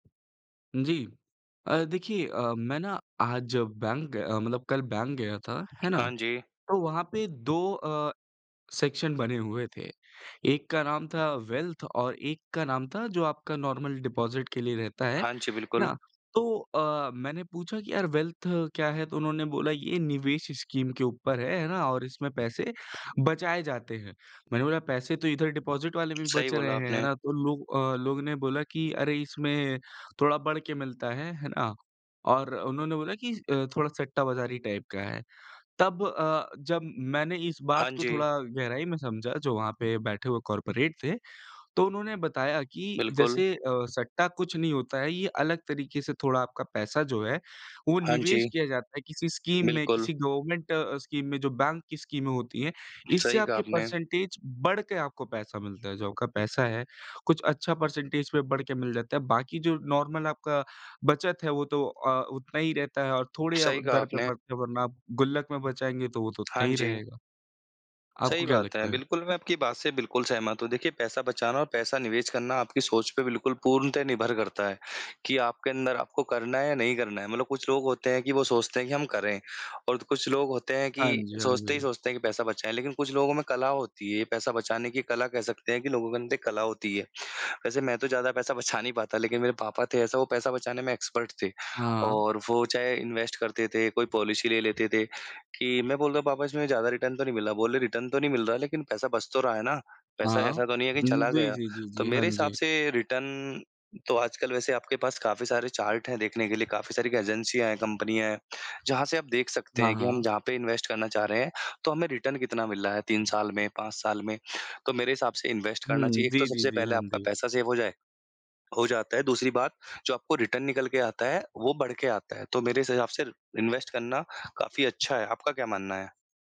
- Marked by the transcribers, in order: tapping; in English: "सेक्शन"; in English: "वेल्थ"; in English: "नॉर्मल डिपोज़िट"; in English: "वेल्थ"; in English: "डिपोज़िट"; in English: "टाइप"; in English: "कॉर्पोरेट"; in English: "परसेंटेज"; in English: "परसेंटेज"; in English: "नार्मल"; in English: "एक्सपर्ट"; in English: "इन्वेस्ट"; in English: "रिटर्न"; in English: "रिटर्न"; in English: "रिटर्न"; in English: "इन्वेस्ट"; in English: "रिटर्न"; in English: "इन्वेस्ट"; in English: "सेव"; in English: "रिटर्न"; in English: "इन्वेस्ट"
- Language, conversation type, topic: Hindi, unstructured, पैसे की बचत और निवेश में क्या अंतर है?
- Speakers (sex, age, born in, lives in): male, 18-19, India, India; male, 25-29, India, India